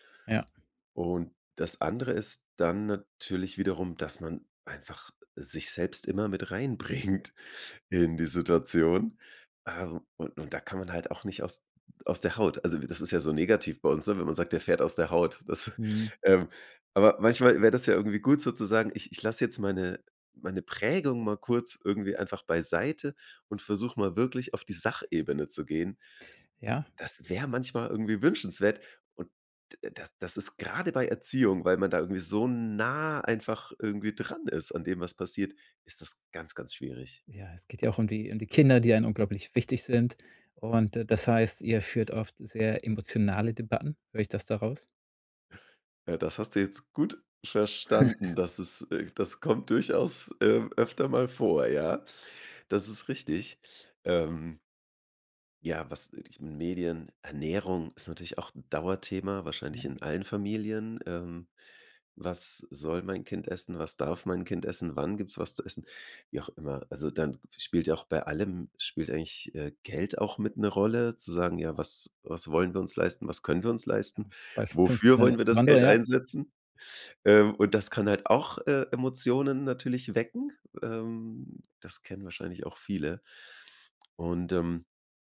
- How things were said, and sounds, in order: laughing while speaking: "reinbringt"; other noise; stressed: "nah"; chuckle; unintelligible speech
- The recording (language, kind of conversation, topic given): German, podcast, Wie könnt ihr als Paar Erziehungsfragen besprechen, ohne dass es zum Streit kommt?
- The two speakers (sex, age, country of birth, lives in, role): male, 35-39, Germany, Germany, guest; male, 35-39, Germany, Germany, host